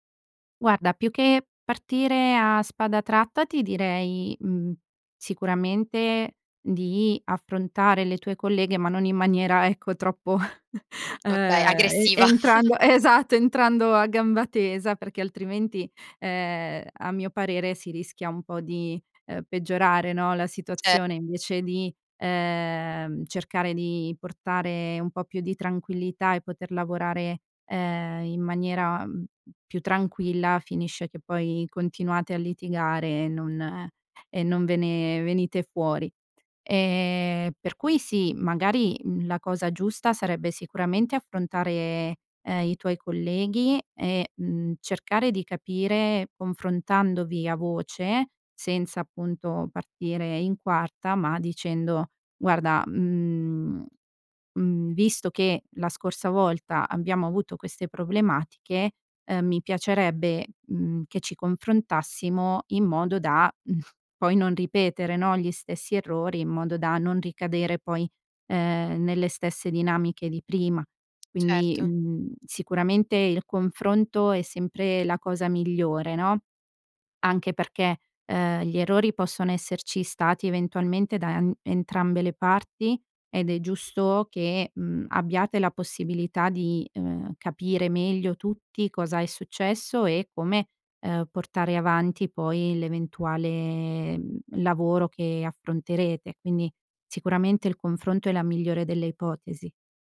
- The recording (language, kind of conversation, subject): Italian, advice, Come posso gestire le critiche costanti di un collega che stanno mettendo a rischio la collaborazione?
- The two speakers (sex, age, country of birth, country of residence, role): female, 20-24, Italy, Italy, user; female, 30-34, Italy, Italy, advisor
- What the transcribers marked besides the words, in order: laughing while speaking: "troppo"; giggle; laughing while speaking: "e entrando esatto, entrando a gamba tesa"; laugh; chuckle; tapping